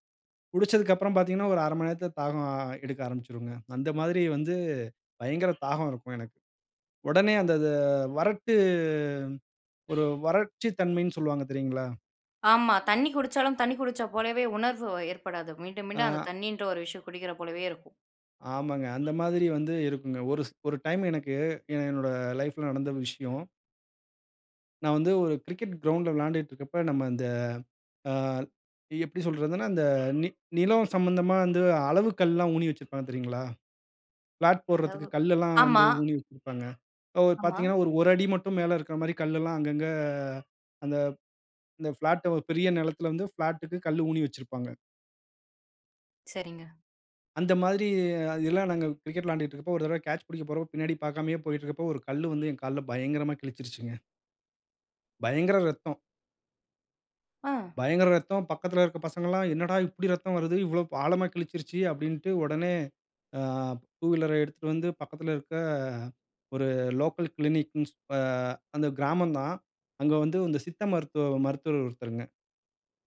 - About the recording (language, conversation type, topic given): Tamil, podcast, உங்கள் உடலுக்கு போதுமான அளவு நீர் கிடைக்கிறதா என்பதைக் எப்படி கவனிக்கிறீர்கள்?
- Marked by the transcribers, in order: other background noise; in English: "கேட்ச்"; in English: "டூ வீலர"; drawn out: "இருக்க"; in English: "லோக்கல் க்ளினிக்குன்னு"